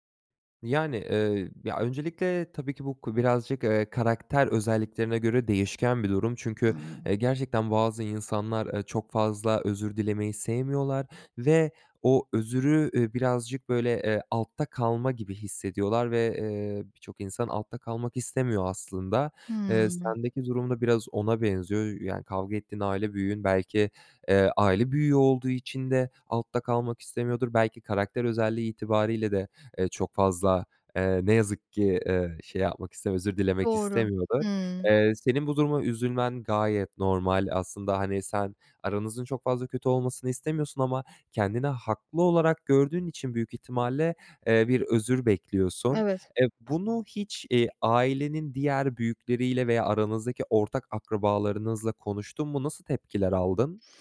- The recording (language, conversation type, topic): Turkish, advice, Samimi bir şekilde nasıl özür dileyebilirim?
- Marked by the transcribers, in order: other background noise